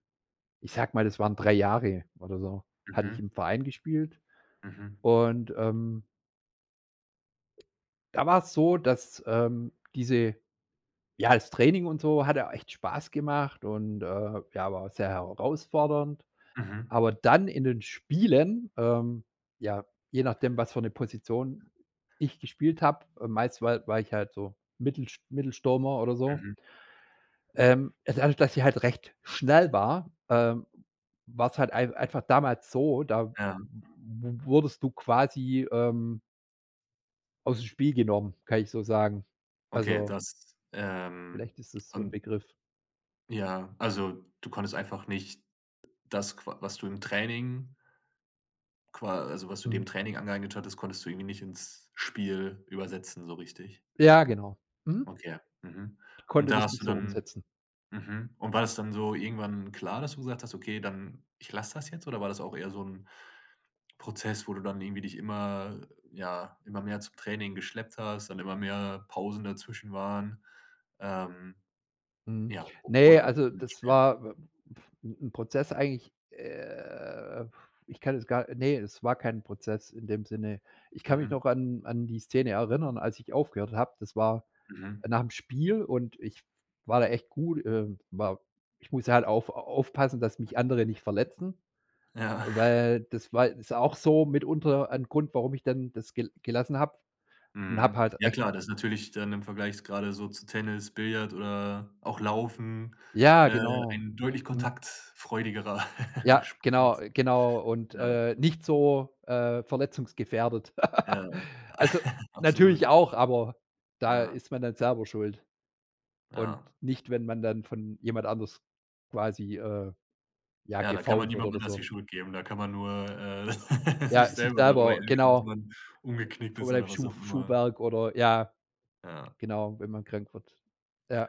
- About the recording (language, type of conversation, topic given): German, podcast, Wie findest du Motivation für ein Hobby, das du vernachlässigt hast?
- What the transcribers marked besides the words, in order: stressed: "Spielen"; unintelligible speech; other noise; drawn out: "äh"; laughing while speaking: "Ja"; laugh; laugh; other background noise; laugh